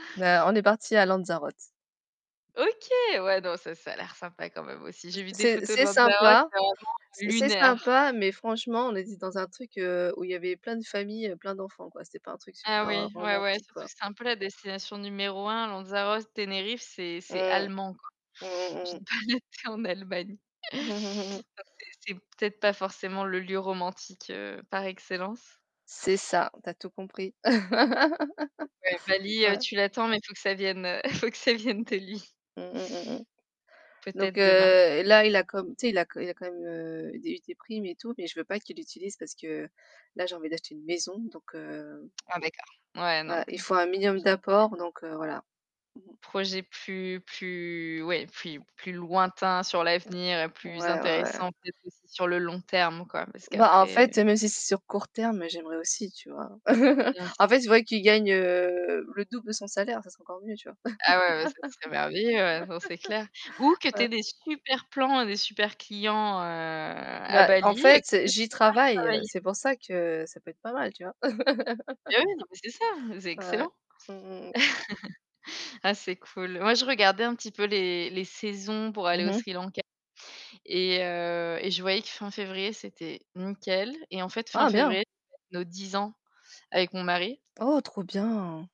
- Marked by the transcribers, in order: unintelligible speech; distorted speech; other background noise; stressed: "allemand"; laughing while speaking: "Je n'ai pas été en Allemagne"; chuckle; tapping; chuckle; chuckle; unintelligible speech; chuckle; chuckle; chuckle; chuckle
- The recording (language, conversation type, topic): French, unstructured, As-tu une destination de rêve que tu aimerais visiter un jour ?